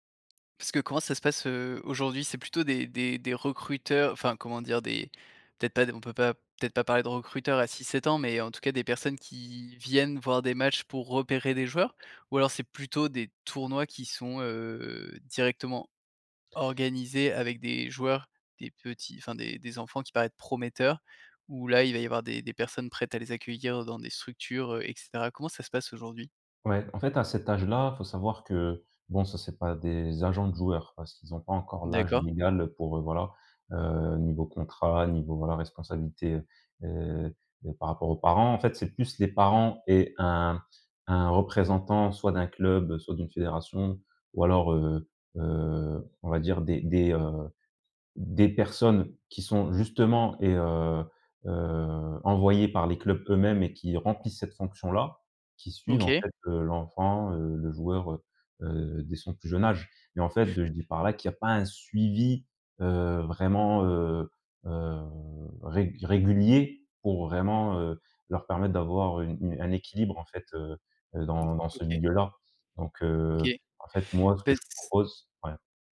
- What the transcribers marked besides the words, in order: other background noise; drawn out: "heu"; drawn out: "heu"
- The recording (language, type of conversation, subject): French, podcast, Peux-tu me parler d’un projet qui te passionne en ce moment ?